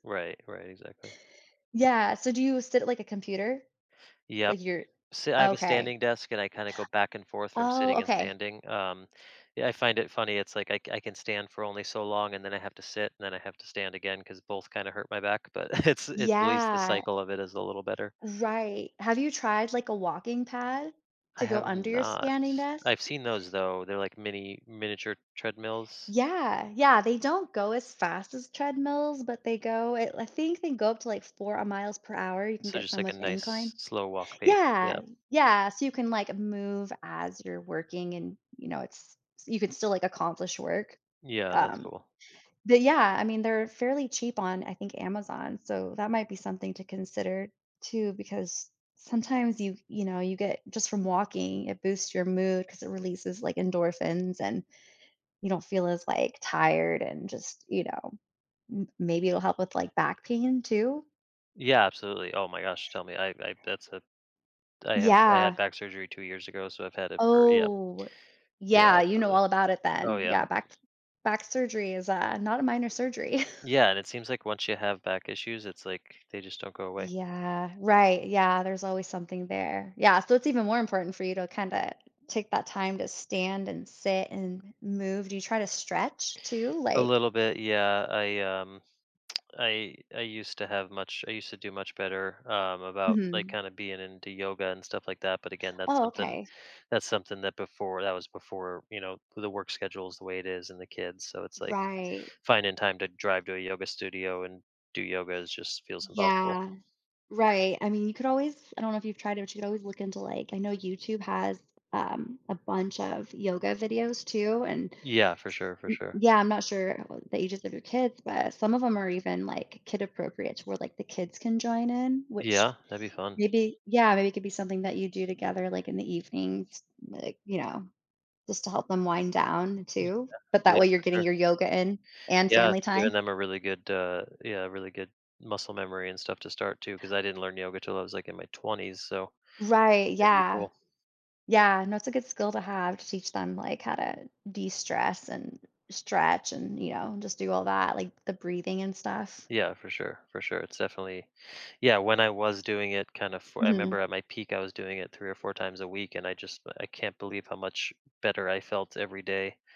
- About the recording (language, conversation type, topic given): English, advice, How can I break my daily routine?
- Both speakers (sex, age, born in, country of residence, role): female, 40-44, United States, United States, advisor; male, 35-39, United States, United States, user
- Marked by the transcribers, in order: tapping; laughing while speaking: "it's"; other background noise; scoff; lip smack; background speech